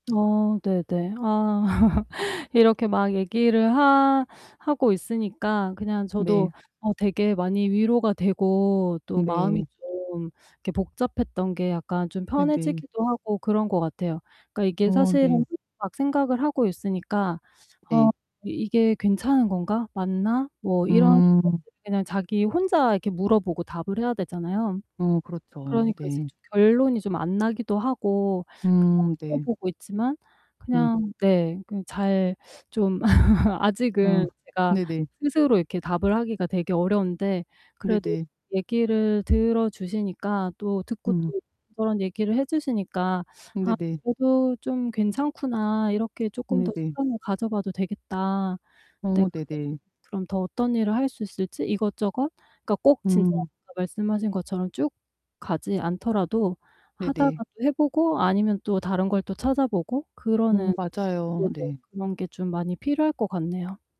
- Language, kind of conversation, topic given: Korean, advice, 실패를 두려워하지 않고 인생에서 다시 도약하려면 어떻게 해야 하나요?
- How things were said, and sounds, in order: laugh; other background noise; distorted speech; unintelligible speech; laugh